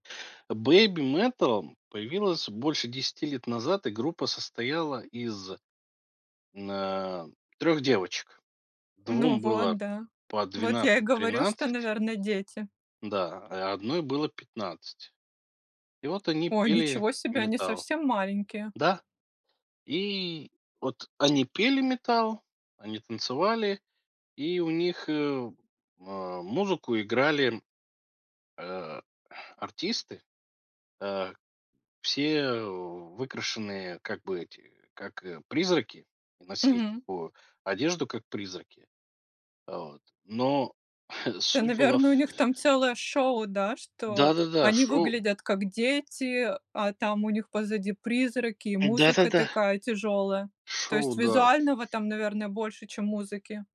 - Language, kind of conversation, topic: Russian, podcast, Что повлияло на твой музыкальный вкус в детстве?
- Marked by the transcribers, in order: other background noise; tapping; chuckle